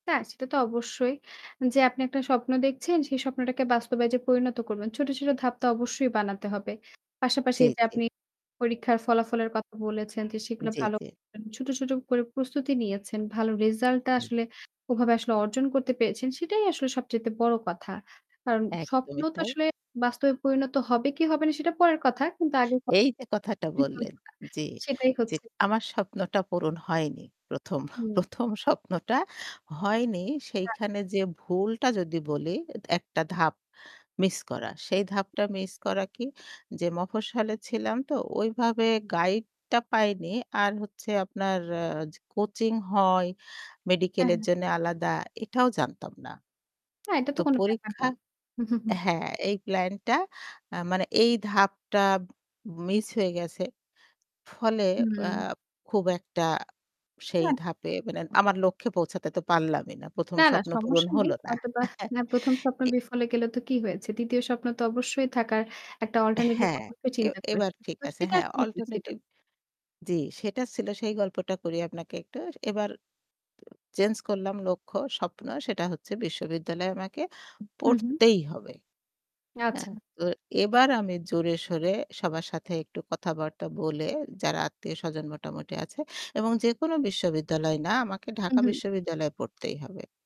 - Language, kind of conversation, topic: Bengali, podcast, আপনি কীভাবে আপনার স্বপ্নকে বাস্তব করতে ছোট ছোট ধাপে ভাগ করবেন?
- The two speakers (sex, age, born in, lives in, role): female, 25-29, Bangladesh, Bangladesh, host; female, 55-59, Bangladesh, Bangladesh, guest
- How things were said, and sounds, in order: tapping; unintelligible speech; laughing while speaking: "প্রথম, প্রথম স্বপ্নটা হয়নি"; static; chuckle; chuckle; horn